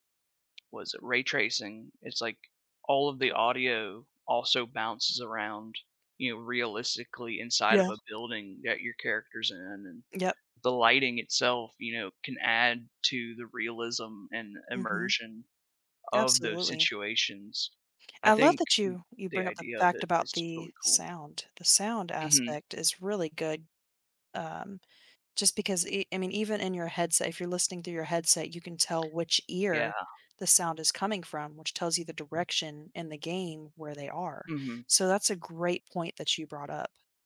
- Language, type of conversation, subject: English, unstructured, How does realistic physics in video games affect the way we experience virtual worlds?
- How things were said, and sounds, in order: tapping; other background noise